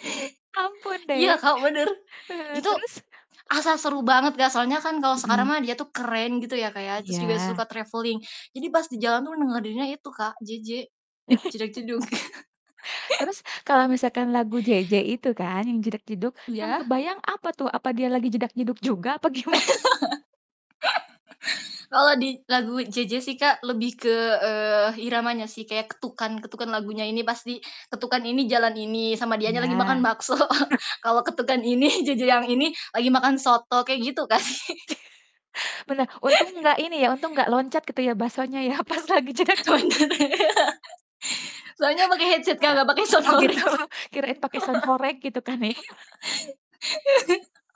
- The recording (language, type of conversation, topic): Indonesian, podcast, Apakah kamu punya kenangan khusus yang melekat pada sebuah lagu?
- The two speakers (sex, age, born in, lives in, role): female, 20-24, Indonesia, Indonesia, guest; female, 35-39, Indonesia, Indonesia, host
- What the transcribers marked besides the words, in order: other background noise; tapping; in English: "travelling"; chuckle; laugh; laughing while speaking: "apa gimana?"; laugh; laughing while speaking: "bakso"; chuckle; laughing while speaking: "ini"; laughing while speaking: "Kak"; laugh; chuckle; laughing while speaking: "pas lagi jedag-jedug"; laughing while speaking: "Bener ya"; in English: "headset"; laughing while speaking: "gitu"; laughing while speaking: "sound horeg"; laugh